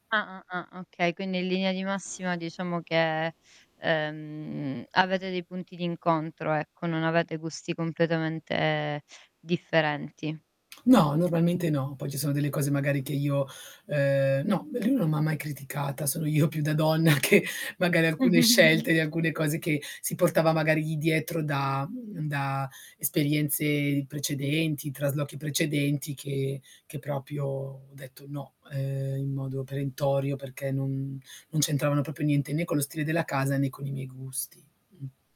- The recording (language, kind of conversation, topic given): Italian, podcast, Quale piccolo dettaglio rende speciale la tua casa?
- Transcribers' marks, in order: static; laughing while speaking: "io più da donna che magari alcune scelte di alcune cose che"; giggle; "proprio" said as "propio"; "proprio" said as "propio"